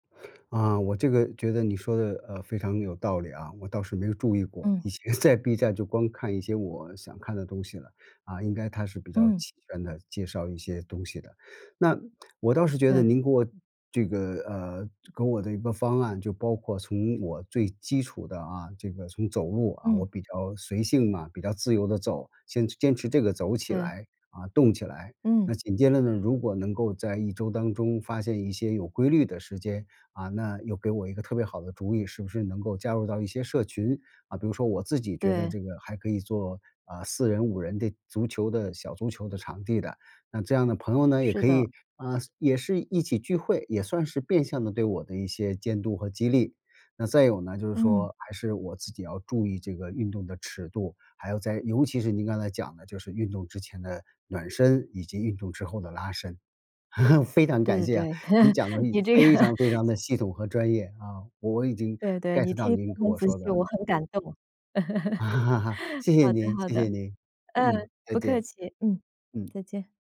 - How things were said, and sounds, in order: laughing while speaking: "在"; chuckle; chuckle; laughing while speaking: "这个"; other background noise; in English: "get"; chuckle
- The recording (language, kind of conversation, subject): Chinese, advice, 我想开始运动，但不知道该从哪里入手？